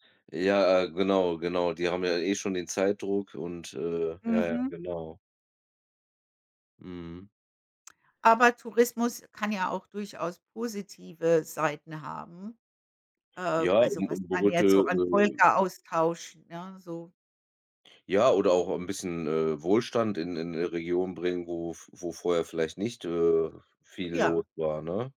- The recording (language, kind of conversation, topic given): German, unstructured, Findest du, dass Massentourismus zu viel Schaden anrichtet?
- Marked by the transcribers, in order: unintelligible speech; "Völkeraustausch" said as "Volkeraustausch"